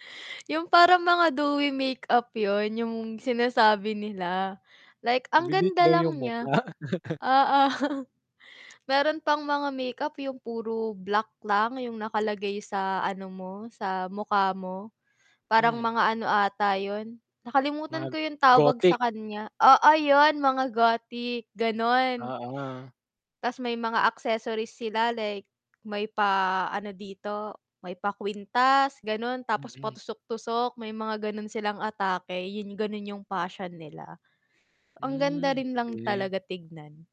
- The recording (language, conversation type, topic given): Filipino, podcast, Paano nagbago ang pananamit mo dahil sa midyang panlipunan o sa mga tagaimpluwensiya?
- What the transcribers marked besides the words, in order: static; laughing while speaking: "mukha"; chuckle; tapping; other background noise; in English: "Gothic"; in English: "Gothic"